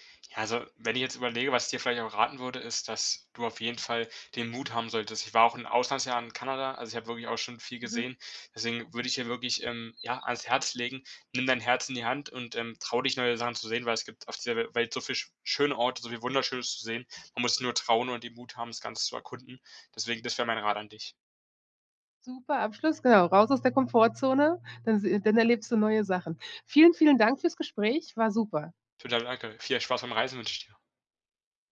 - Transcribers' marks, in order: none
- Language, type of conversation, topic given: German, podcast, Wer hat dir einen Ort gezeigt, den sonst niemand kennt?